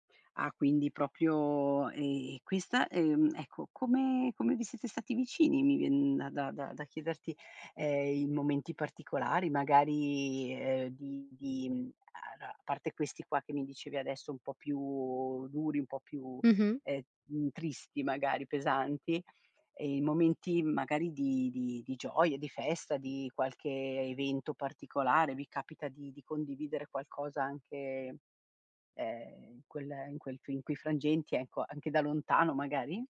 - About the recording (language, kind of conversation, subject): Italian, podcast, Come fai a mantenere le amicizie nel tempo?
- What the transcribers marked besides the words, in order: "proprio" said as "propio"; tapping; other background noise